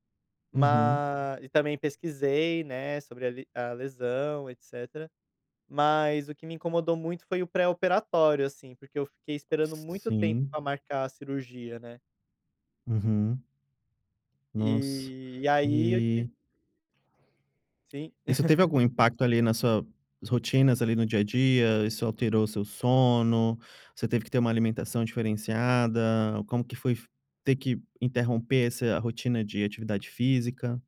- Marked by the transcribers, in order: tapping; chuckle
- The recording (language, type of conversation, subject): Portuguese, podcast, O que você diria a alguém que está começando um processo de recuperação?
- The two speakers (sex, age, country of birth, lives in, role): male, 25-29, Brazil, Portugal, guest; male, 30-34, Brazil, Netherlands, host